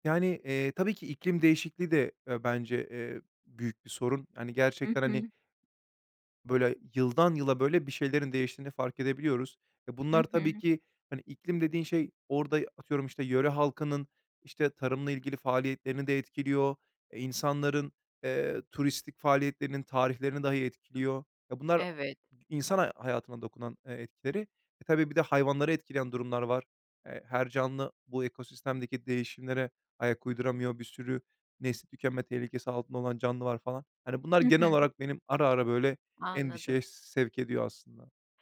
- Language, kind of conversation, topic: Turkish, podcast, İklim değişikliğiyle ilgili duydukların arasında seni en çok endişelendiren şey hangisi?
- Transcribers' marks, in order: background speech